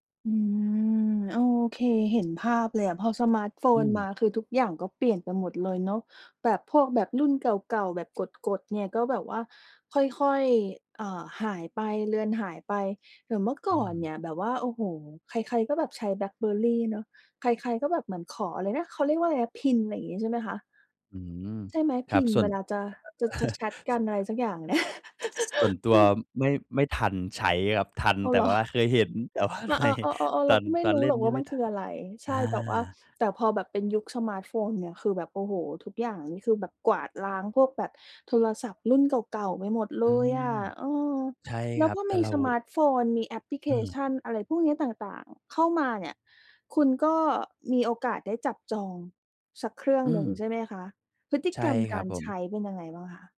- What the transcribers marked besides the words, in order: other background noise; chuckle; chuckle; laughing while speaking: "แต่ว่าในตอน"
- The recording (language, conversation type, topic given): Thai, podcast, ใช้มือถือก่อนนอนส่งผลต่อการนอนหลับของคุณไหม?